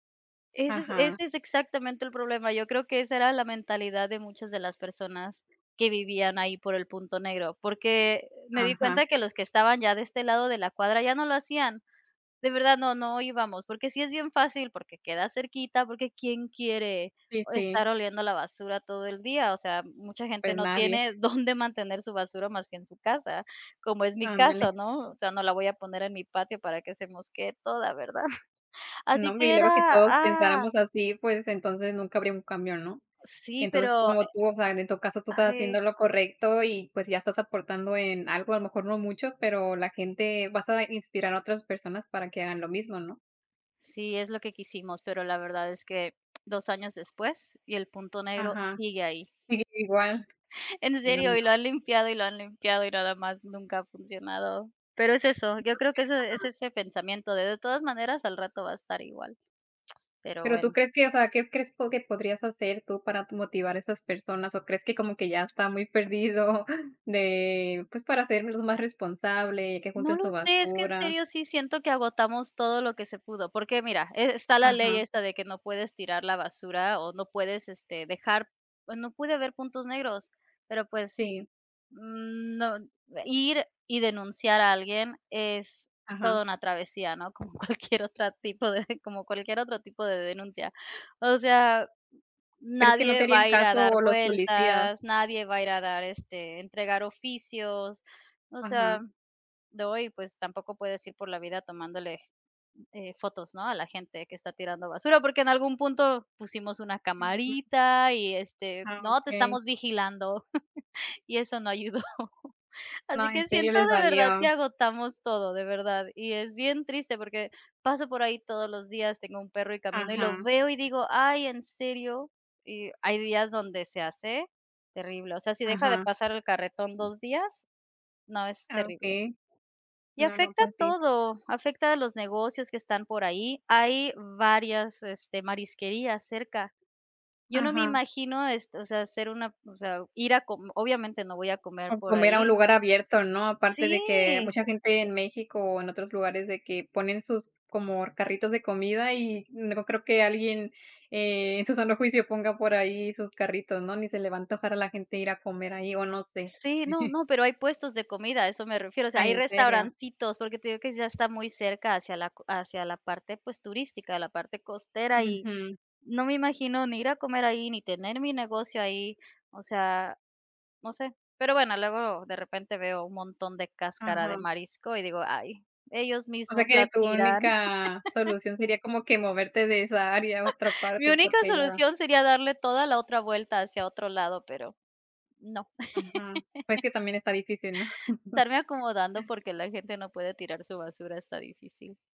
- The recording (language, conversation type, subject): Spanish, unstructured, ¿Qué opinas sobre la gente que no recoge la basura en la calle?
- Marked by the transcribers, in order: chuckle; tapping; laughing while speaking: "¿verdad?"; other noise; other background noise; laughing while speaking: "En serio"; tsk; laughing while speaking: "perdido"; laughing while speaking: "Como cualquier otra tipo de"; laughing while speaking: "y eso no ayudó"; chuckle; laugh; chuckle; laugh